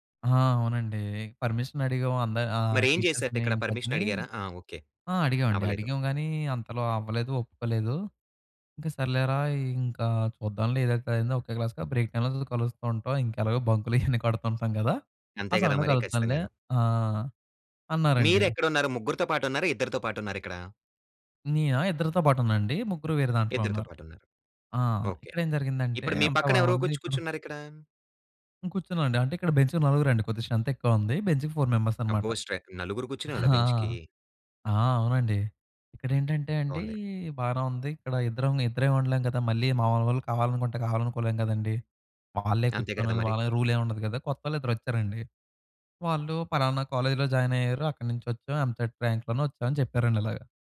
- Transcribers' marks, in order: in English: "పర్మిషన్"; in English: "టీచర్స్‌ని, ఇన్‌చార్జ్‌ని"; in English: "పర్మిషన్"; in English: "క్లాస్‌గా బ్రేక్ టైమ్‌లోల"; chuckle; in English: "బెంచ్‌కి"; in English: "స్ట్రెంత్"; in English: "బెంచ్‌కి ఫోర్ మెంబర్స్"; in English: "బెంచ్‌కి"; in English: "రూల్"; in English: "జాయిన్"; in English: "ఎంసెట్ ర్యాంక్‌లోనే"
- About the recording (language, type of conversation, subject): Telugu, podcast, ఒక కొత్త సభ్యుడిని జట్టులో ఎలా కలుపుకుంటారు?